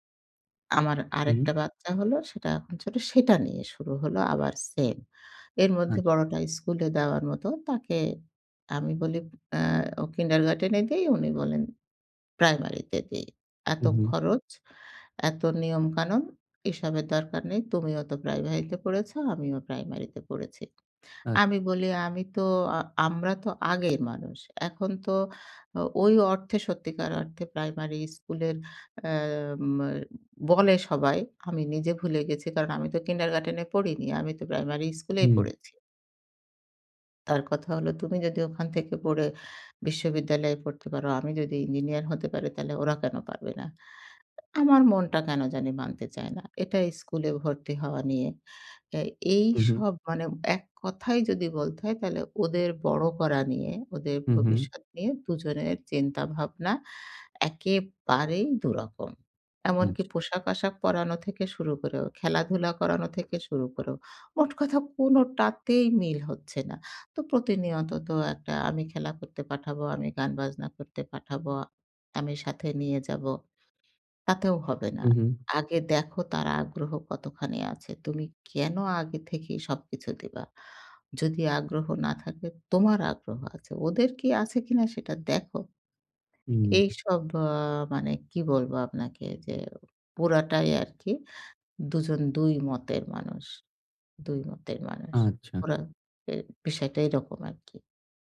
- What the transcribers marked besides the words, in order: horn; put-on voice: "তুমি যদি ওখান থেকে পড়ে … কেনো পারবে না?"; stressed: "একেবারেই"; put-on voice: "আগে দেখো তার আগ্রহ কতখানি … কিনা সেটা দেখো"
- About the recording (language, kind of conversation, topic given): Bengali, advice, সন্তান পালন নিয়ে স্বামী-স্ত্রীর ক্রমাগত তর্ক